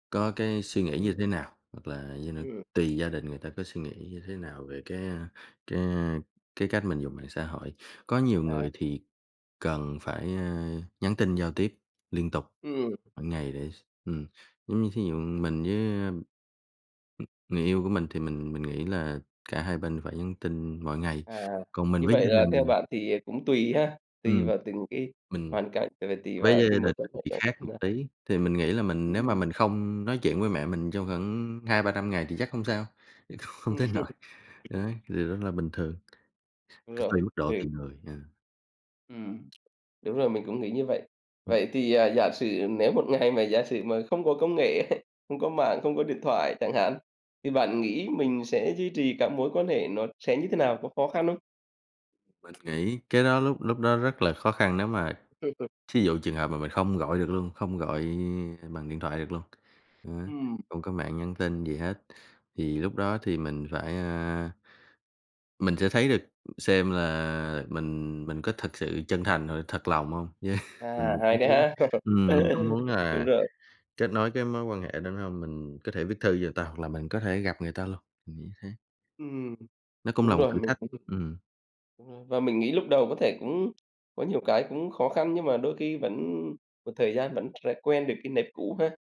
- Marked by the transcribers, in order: tapping; unintelligible speech; laughing while speaking: "không tới nỗi"; chuckle; laughing while speaking: "ngày"; laughing while speaking: "ấy"; other background noise; laughing while speaking: "với"; unintelligible speech; laugh; unintelligible speech
- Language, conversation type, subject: Vietnamese, podcast, Bạn nghĩ công nghệ ảnh hưởng đến các mối quan hệ xã hội như thế nào?